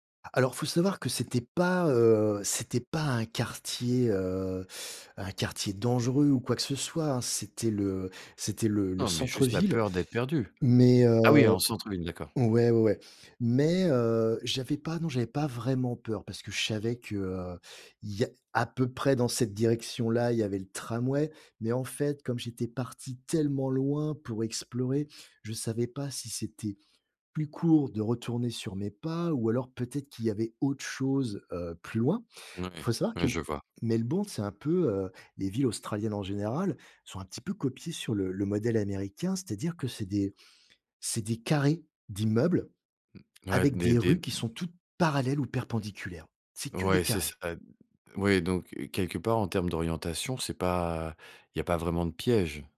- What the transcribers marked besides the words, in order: tapping; stressed: "à peu près"; stressed: "tellement"
- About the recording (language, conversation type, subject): French, podcast, Qu’as-tu retenu après t’être perdu(e) dans une ville étrangère ?